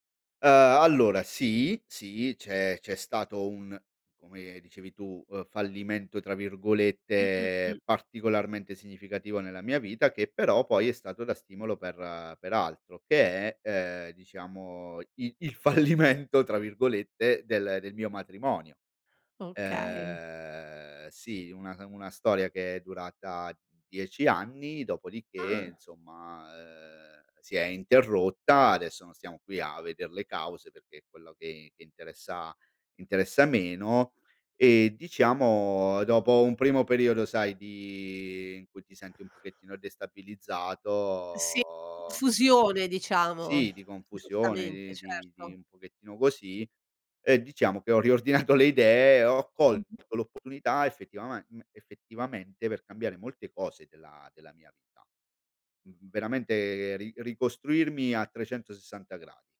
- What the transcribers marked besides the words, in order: laughing while speaking: "fallimento"
- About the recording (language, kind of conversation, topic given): Italian, podcast, Hai mai vissuto un fallimento che poi si è rivelato una svolta?